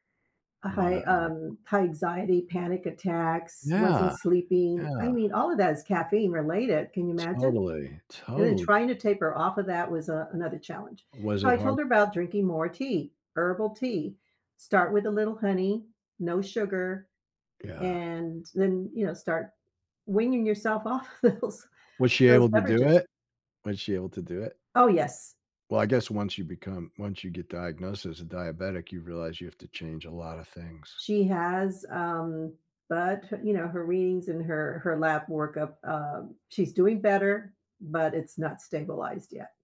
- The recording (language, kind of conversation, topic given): English, unstructured, Between coffee and tea, which would you choose to start your day?
- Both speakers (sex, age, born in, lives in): female, 70-74, United States, United States; male, 65-69, United States, United States
- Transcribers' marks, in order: background speech; laughing while speaking: "off of those"